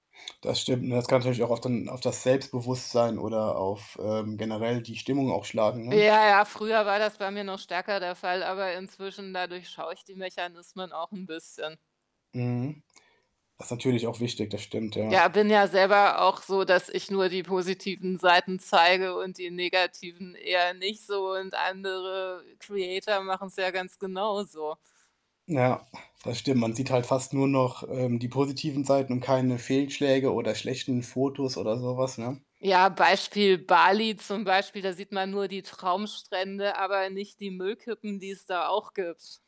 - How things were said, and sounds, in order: static; other background noise; in English: "Creator"
- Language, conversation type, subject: German, podcast, Wie beeinflussen Influencer deinen Medienkonsum?